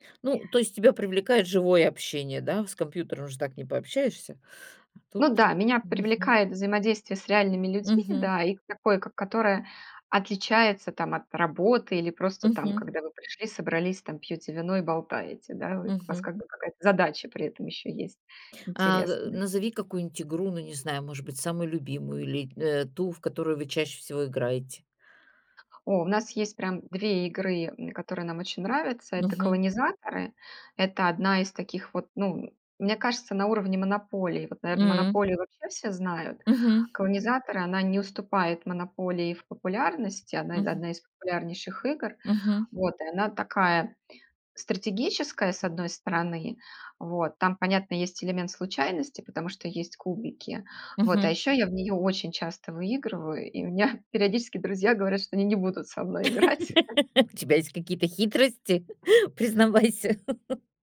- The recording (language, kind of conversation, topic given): Russian, podcast, Почему тебя притягивают настольные игры?
- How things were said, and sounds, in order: other background noise; laugh; chuckle; laughing while speaking: "Признавайся!"